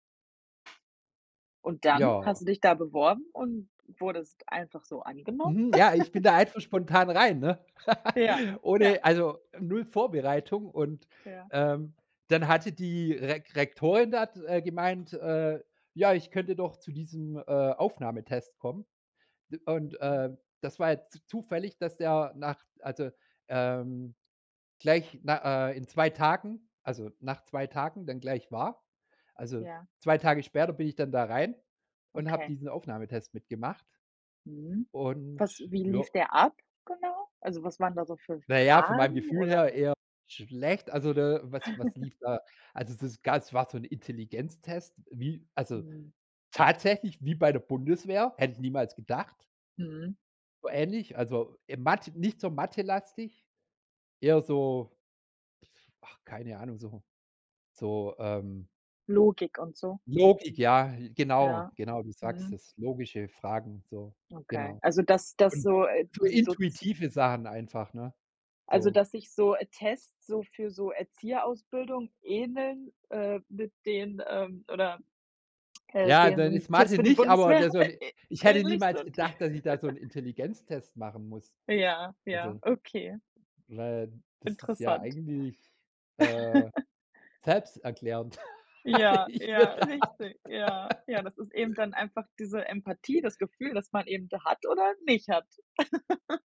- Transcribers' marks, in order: other background noise; giggle; laugh; chuckle; tapping; chuckle; chuckle; laughing while speaking: "hatte ich mir gedacht"; laugh; giggle
- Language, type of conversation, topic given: German, podcast, Wie bist du zu deinem Beruf gekommen?